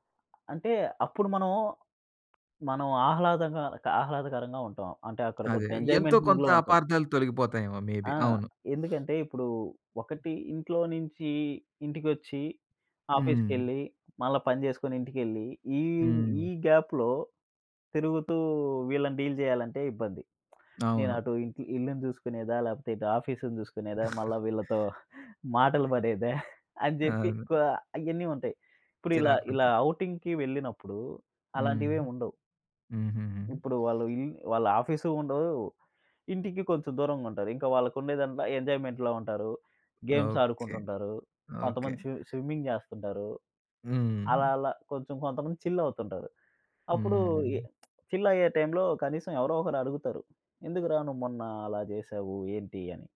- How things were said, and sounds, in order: tapping; in English: "ఎంజాయ్‌మెంట్ మూడ్‌లో"; in English: "మే బి"; sniff; in English: "గాప్‌లో"; in English: "డీల్"; other background noise; chuckle; laughing while speaking: "మాటలు పడేదా? అని చెప్పి క"; in English: "ఔటింగ్‌కి"; in English: "ఎంజాయ్‌మెంట్‌లో"; in English: "గేమ్స్"; in English: "స్వి స్విమ్మింగ్"; in English: "టైమ్‌లో"
- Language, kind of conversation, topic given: Telugu, podcast, సంతోషకరమైన కార్యాలయ సంస్కృతి ఏర్పడాలంటే అవసరమైన అంశాలు ఏమేవి?